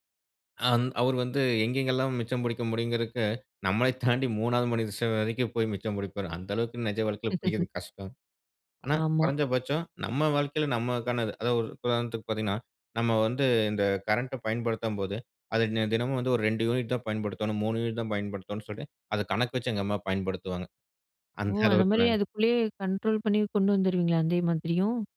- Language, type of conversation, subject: Tamil, podcast, புதுமையான கதைகளை உருவாக்கத் தொடங்குவது எப்படி?
- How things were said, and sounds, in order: laughing while speaking: "நம்மள தாண்டி"; laugh; laughing while speaking: "அந்த அளவுக்கு நாங்"; "அதே" said as "அந்தே"